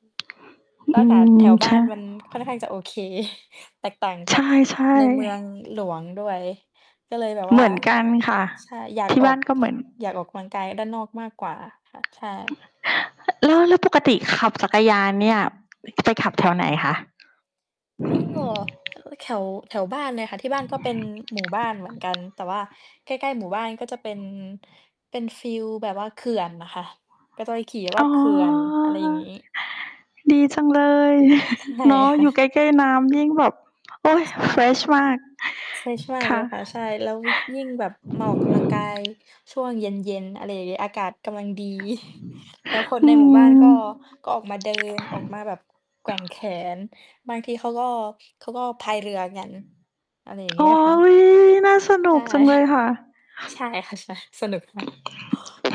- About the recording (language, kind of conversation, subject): Thai, unstructured, ระหว่างการออกกำลังกายในยิมกับการออกกำลังกายกลางแจ้ง คุณคิดว่าแบบไหนเหมาะกับคุณมากกว่ากัน?
- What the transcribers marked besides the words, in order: mechanical hum; chuckle; distorted speech; other background noise; tapping; chuckle; in English: "เฟรช"; chuckle; chuckle; laughing while speaking: "ใช่ค่ะ ใช่ สนุกค่ะ"